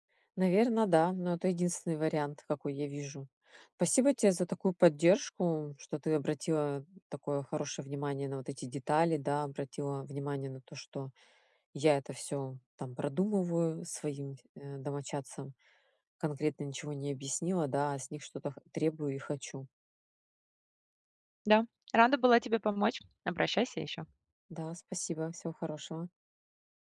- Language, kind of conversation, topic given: Russian, advice, Как договориться о границах и правилах совместного пользования общей рабочей зоной?
- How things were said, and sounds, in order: other background noise